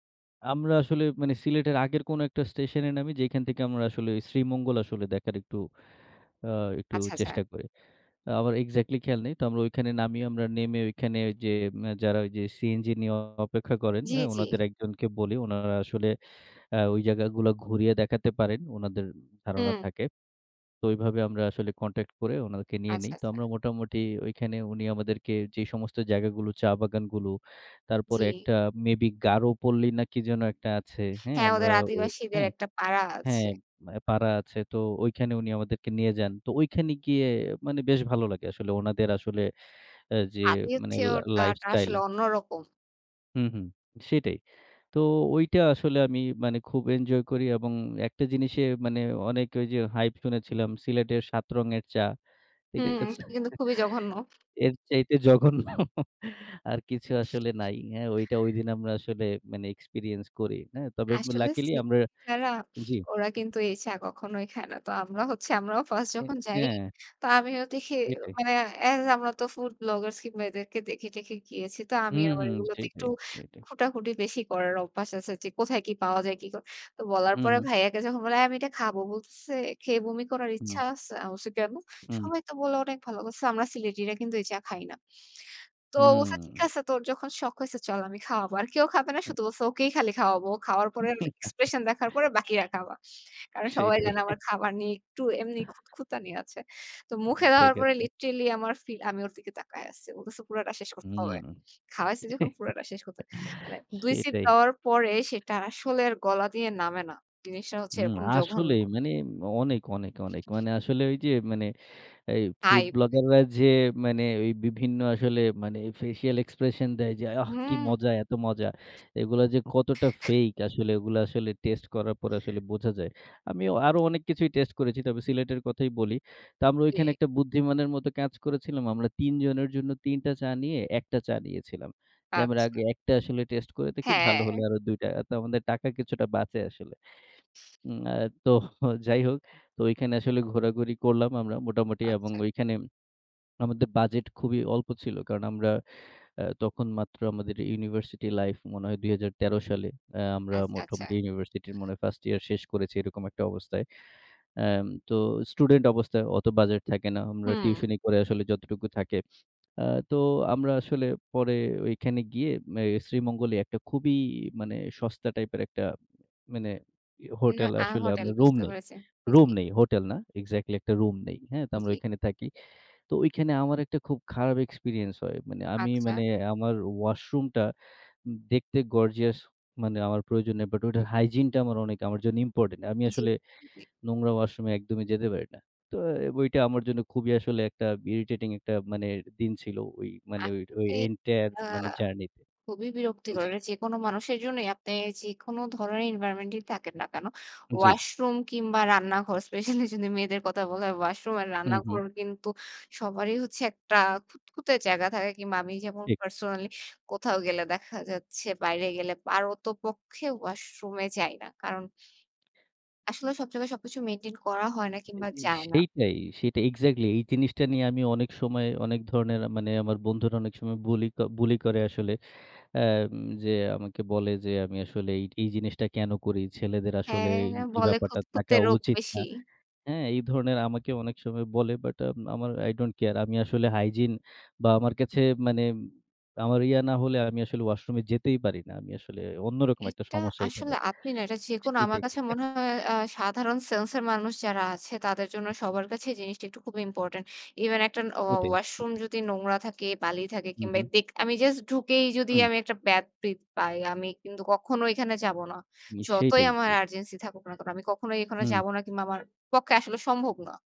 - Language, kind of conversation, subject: Bengali, unstructured, আপনি সর্বশেষ কোথায় বেড়াতে গিয়েছিলেন?
- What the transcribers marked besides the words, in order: tapping; other background noise; chuckle; other noise; laughing while speaking: "জঘন্য"; breath; unintelligible speech; laughing while speaking: "তো আমরা হচ্ছে আমরাও ফার্স্ট যখন যাই"; chuckle; laughing while speaking: "সেইটাই"; chuckle; chuckle; put-on voice: "আহ কি মজা এত মজা"; sneeze; laughing while speaking: "তো"; "মোটামুটি" said as "মোঠামুঠি"; laughing while speaking: "স্পেশালই যদি"; "কথা" said as "কতা"; unintelligible speech; "খুঁতখুঁতে" said as "খুঁতখুঁততে"; chuckle